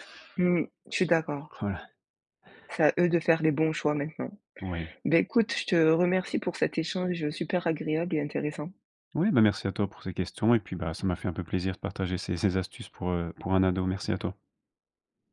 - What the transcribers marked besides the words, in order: other background noise; laughing while speaking: "Voilà"
- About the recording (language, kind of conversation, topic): French, podcast, Quel conseil donnerais-tu à un ado qui veut mieux apprendre ?